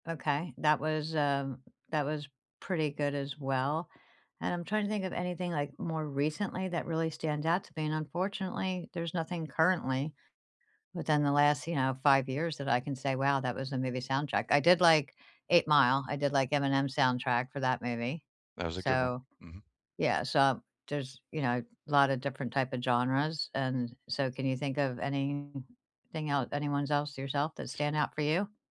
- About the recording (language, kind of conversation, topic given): English, unstructured, Which movie soundtracks have unexpectedly become the background music of your life?
- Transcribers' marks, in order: tapping